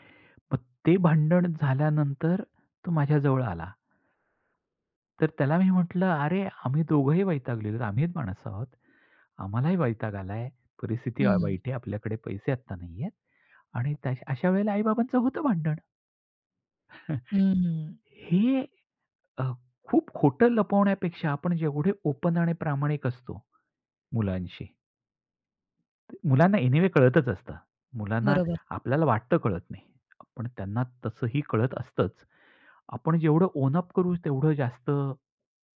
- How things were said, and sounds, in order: other background noise; chuckle; other noise; in English: "ओपन"; in English: "एनीवे"; in English: "ओन अप"
- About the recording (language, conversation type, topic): Marathi, podcast, लहान मुलांसमोर वाद झाल्यानंतर पालकांनी कसे वागायला हवे?